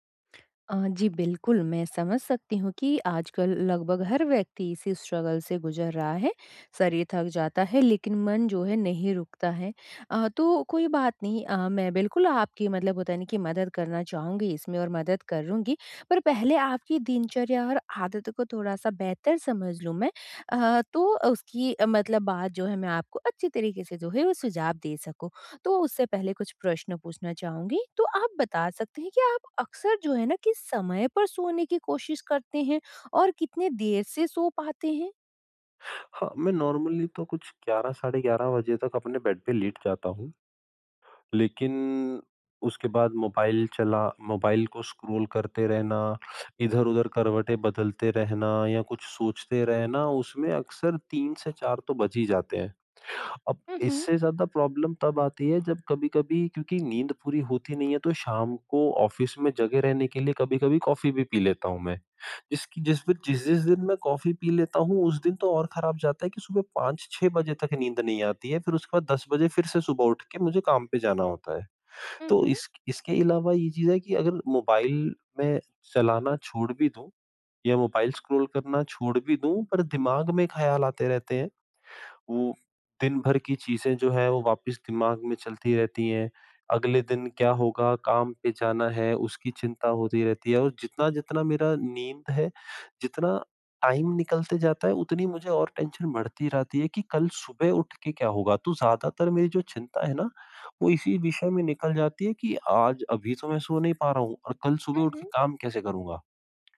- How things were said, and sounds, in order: lip smack; in English: "स्ट्रगल"; in English: "नॉर्मली"; in English: "बेड"; tapping; in English: "प्रॉब्लम"; in English: "ऑफ़िस"; in English: "टाइम"; in English: "टेंशन"
- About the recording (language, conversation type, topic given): Hindi, advice, सोने से पहले बेहतर नींद के लिए मैं शरीर और मन को कैसे शांत करूँ?